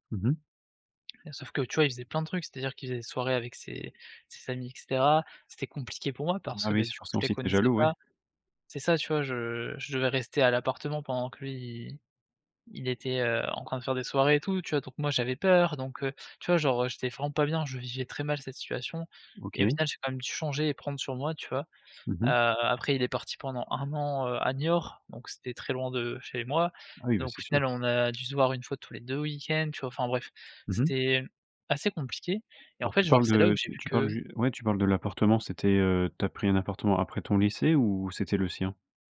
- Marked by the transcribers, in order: stressed: "peur"
- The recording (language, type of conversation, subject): French, podcast, Peux-tu raconter un moment où tu as dû devenir adulte du jour au lendemain ?